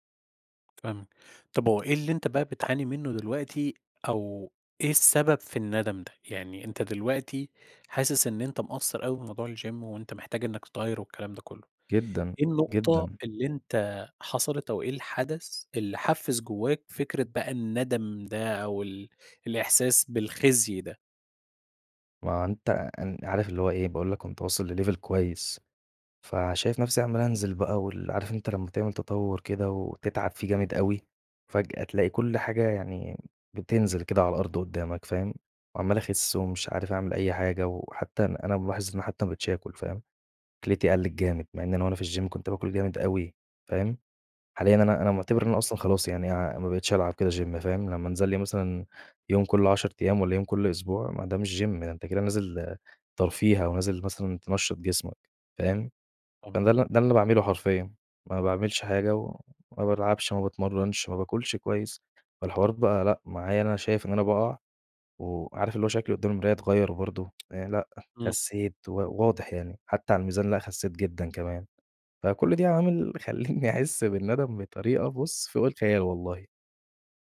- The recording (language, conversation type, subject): Arabic, advice, إزاي أقدر أستمر على جدول تمارين منتظم من غير ما أقطع؟
- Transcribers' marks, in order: tapping; other background noise; in English: "الGym"; in English: "لLevel"; in English: "الGym"; in English: "Gym"; in English: "Gym"; tsk; laughing while speaking: "خلِّتني أحِس"